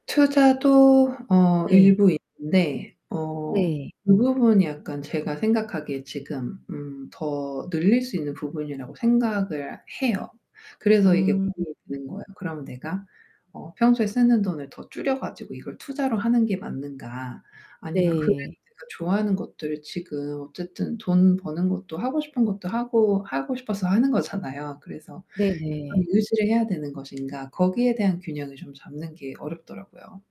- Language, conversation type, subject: Korean, advice, 단기적인 소비와 장기적인 저축의 균형을 어떻게 맞출 수 있을까요?
- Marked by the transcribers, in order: distorted speech